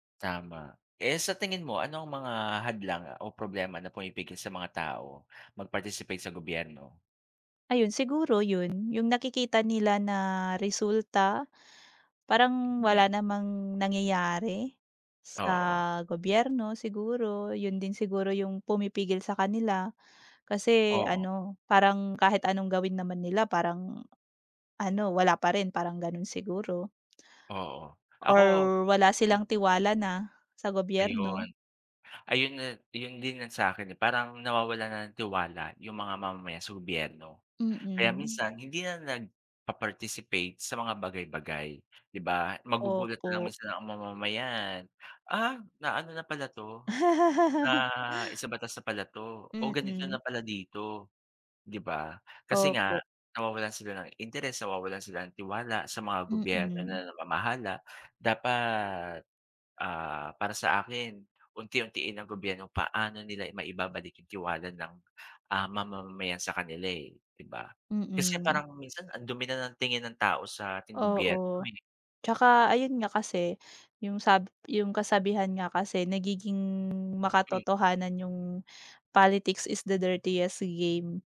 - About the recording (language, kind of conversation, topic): Filipino, unstructured, Bakit mahalaga ang pakikilahok ng mamamayan sa pamahalaan?
- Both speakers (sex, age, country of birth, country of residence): female, 30-34, Philippines, Philippines; male, 40-44, Philippines, Philippines
- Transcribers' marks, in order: other background noise; laugh; drawn out: "nagiging"; tapping; in English: "politics is the dirtiest game"